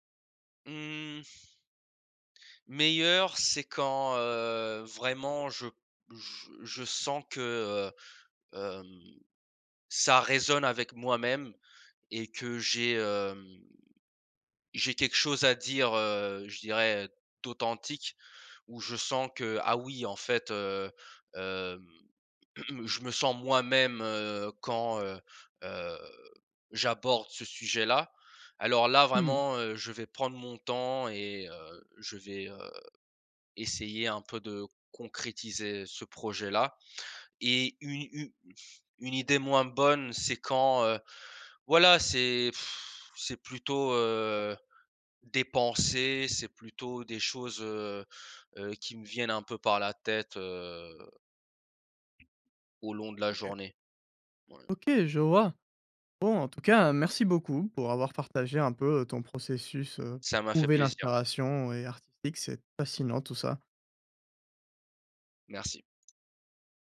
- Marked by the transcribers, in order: drawn out: "Mmh"; throat clearing; blowing; tapping
- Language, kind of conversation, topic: French, podcast, Comment trouves-tu l’inspiration pour créer quelque chose de nouveau ?